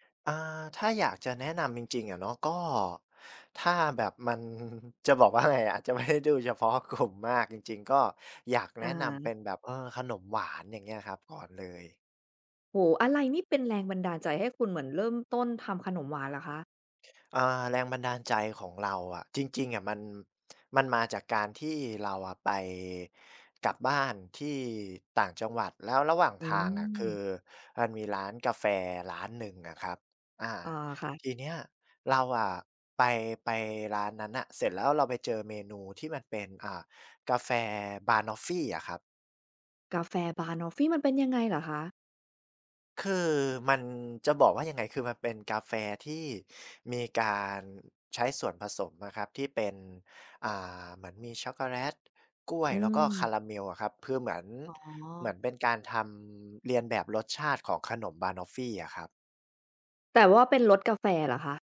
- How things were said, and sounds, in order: laughing while speaking: "มัน"; laughing while speaking: "ไงอะ จะไม่ได้ดูเฉพาะกลุ่ม"
- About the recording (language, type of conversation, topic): Thai, podcast, งานอดิเรกอะไรที่คุณอยากแนะนำให้คนอื่นลองทำดู?